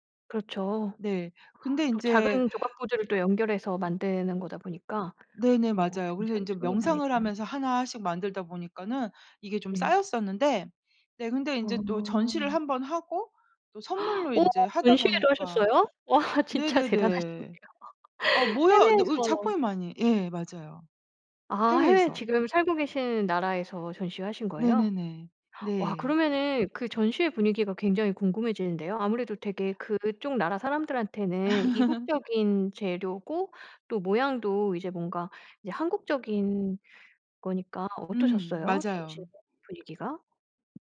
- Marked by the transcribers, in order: other background noise; laughing while speaking: "와 진짜 대단하시네요"; laugh; laugh; tapping
- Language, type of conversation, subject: Korean, podcast, 취미로 만든 것 중 가장 자랑스러운 건 뭐예요?